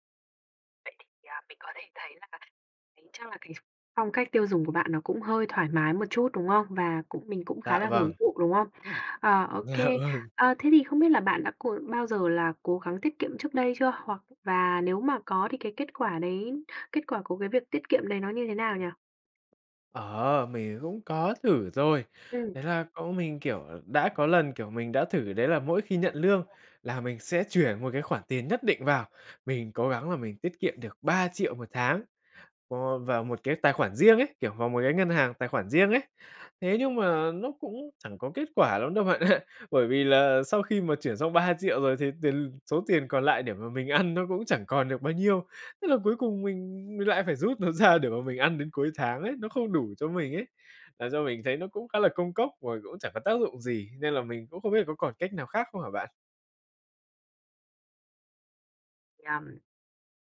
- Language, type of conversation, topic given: Vietnamese, advice, Làm thế nào để xây dựng thói quen tiết kiệm tiền hằng tháng?
- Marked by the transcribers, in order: unintelligible speech; laughing while speaking: "Dạ, vâng"; tapping; other background noise; laughing while speaking: "ạ"; laughing while speaking: "ăn"; laughing while speaking: "ra"